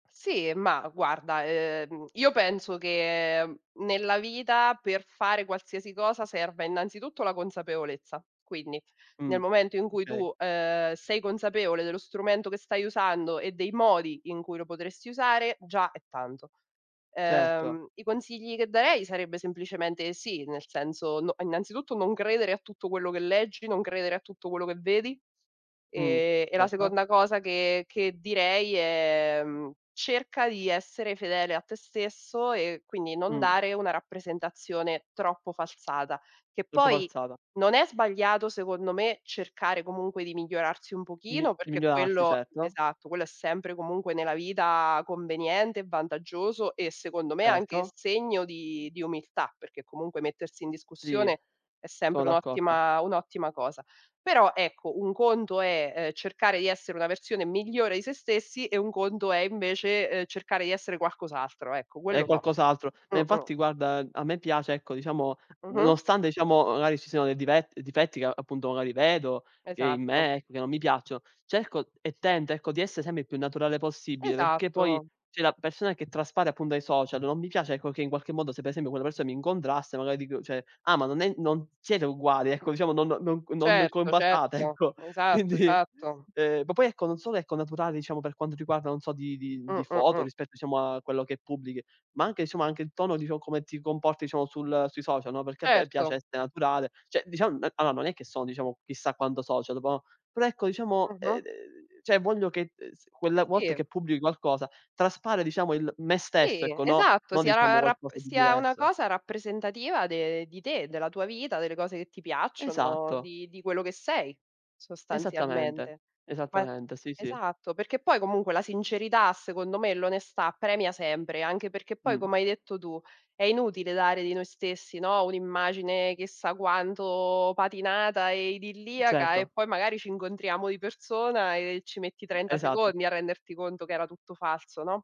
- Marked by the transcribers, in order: other background noise; tapping; "cioè" said as "ceh"; "cioè" said as "ceh"; laughing while speaking: "ecco; quindi"; "cioè" said as "ceh"; "allora" said as "aloa"; "cioè" said as "ceh"; stressed: "me stesso"
- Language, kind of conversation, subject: Italian, unstructured, Pensi che i social media stiano rovinando le relazioni umane?